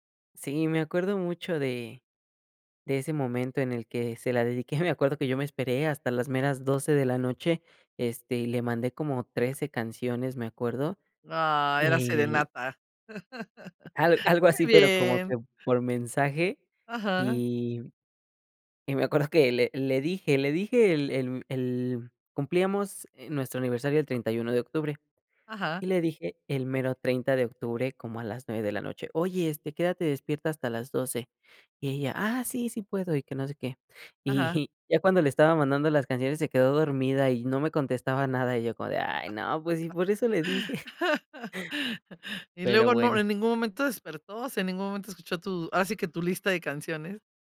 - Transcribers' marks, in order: laugh; other background noise; chuckle; laugh; chuckle
- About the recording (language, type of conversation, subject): Spanish, podcast, ¿Qué canción asocias con tu primer amor?